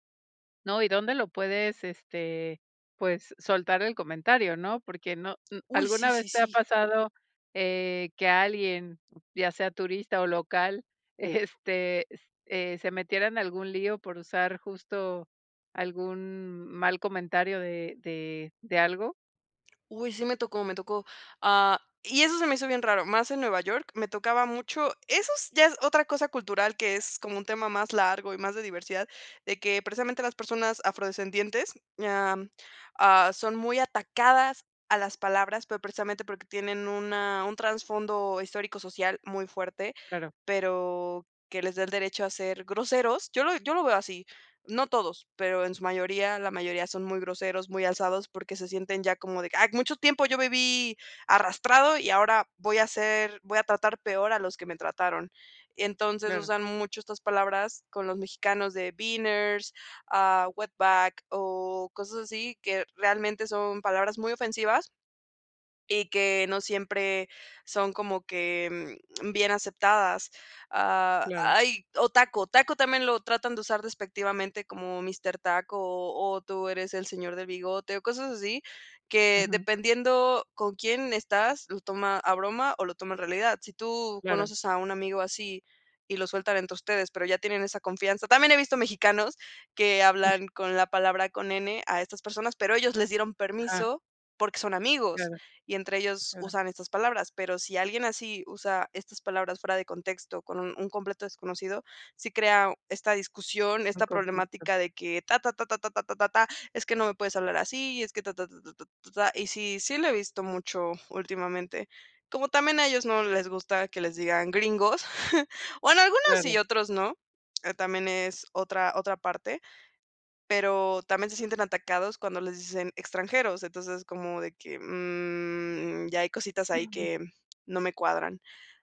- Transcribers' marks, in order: tapping; chuckle; in English: "beaners"; in English: "wetback"; chuckle
- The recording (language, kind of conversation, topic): Spanish, podcast, ¿Qué gestos son típicos en tu cultura y qué expresan?
- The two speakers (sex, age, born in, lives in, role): female, 20-24, Mexico, Mexico, guest; female, 40-44, Mexico, Mexico, host